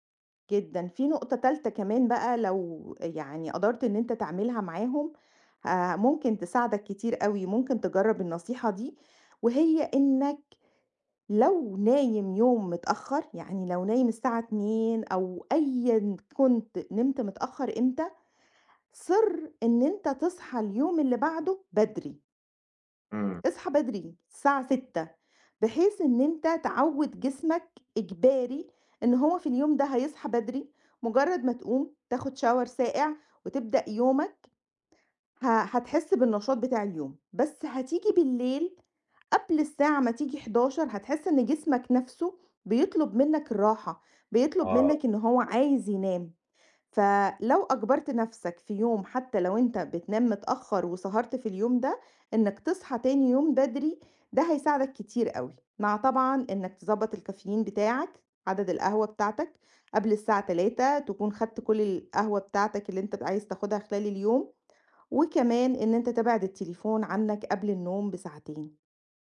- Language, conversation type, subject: Arabic, advice, إزاي أقدر ألتزم بمواعيد نوم ثابتة؟
- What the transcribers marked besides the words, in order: in English: "Shower"